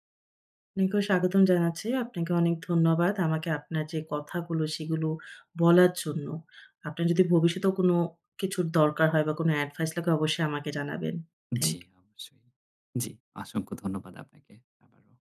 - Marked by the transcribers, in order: "আপনাকেও" said as "নাকেও"; in English: "এডভাইস"
- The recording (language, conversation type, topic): Bengali, advice, দীর্ঘমেয়াদি প্রকল্পে মনোযোগ ধরে রাখা ক্লান্তিকর লাগছে